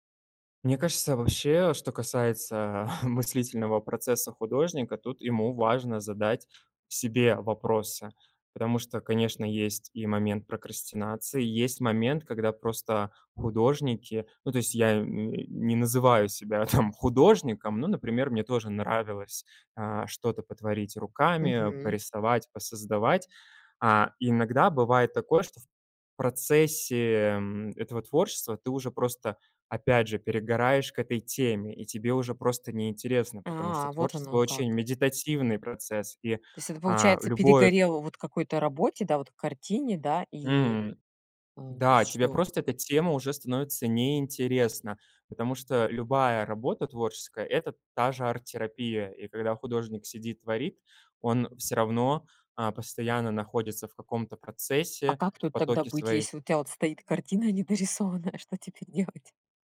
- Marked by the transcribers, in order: chuckle; chuckle; tapping; laughing while speaking: "недорисованная, что теперь делать?"
- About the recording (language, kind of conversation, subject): Russian, podcast, Как ты борешься с прокрастинацией в творчестве?